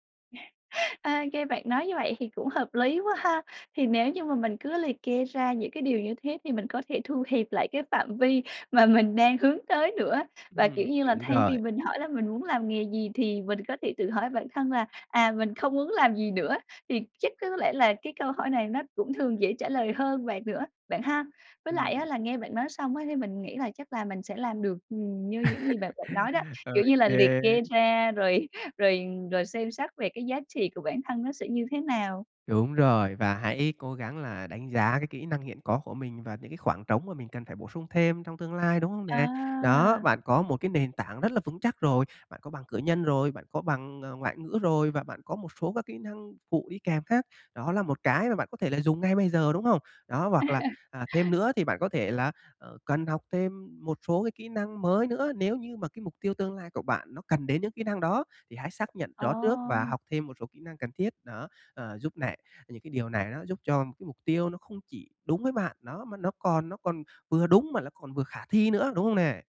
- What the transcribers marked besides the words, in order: laugh; laughing while speaking: "mà mình"; laugh; laughing while speaking: "rồi"; tapping; laugh
- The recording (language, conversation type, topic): Vietnamese, advice, Làm sao để xác định mục tiêu nghề nghiệp phù hợp với mình?